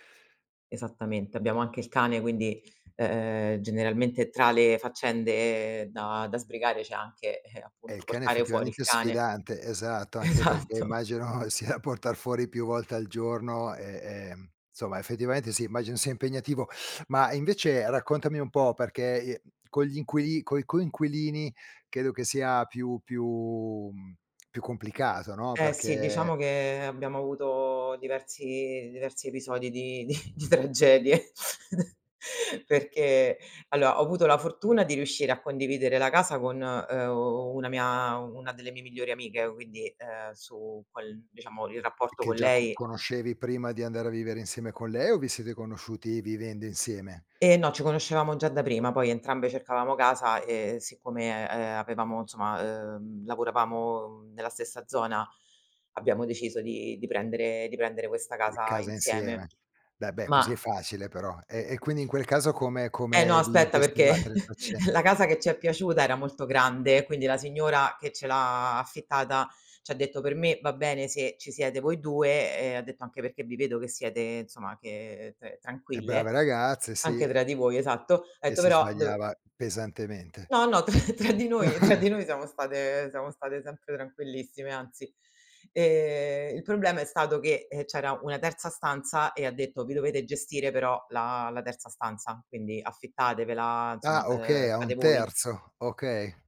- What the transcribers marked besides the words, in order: tapping; laughing while speaking: "ehm"; laughing while speaking: "Esatto"; laughing while speaking: "immagino sia"; "insomma" said as "nsomma"; teeth sucking; laughing while speaking: "di di tragedie"; chuckle; "allora" said as "alloa"; chuckle; laughing while speaking: "la"; laughing while speaking: "tra tra"; chuckle; other background noise; laughing while speaking: "tra"
- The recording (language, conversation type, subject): Italian, podcast, Come dividi le faccende con i coinquilini o con il partner?